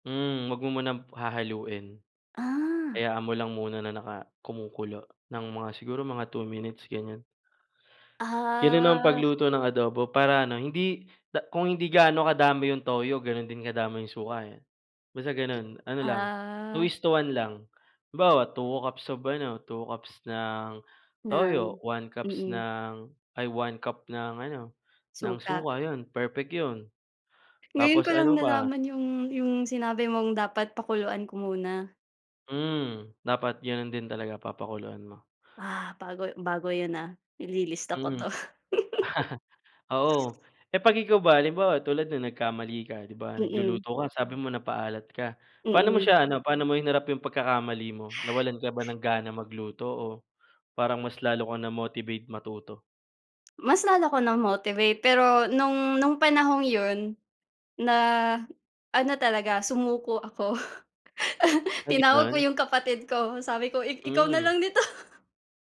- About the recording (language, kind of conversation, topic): Filipino, unstructured, Ano ang pinakamahalagang dapat tandaan kapag nagluluto?
- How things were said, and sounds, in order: "munang" said as "munam"; other background noise; chuckle; giggle; chuckle; laugh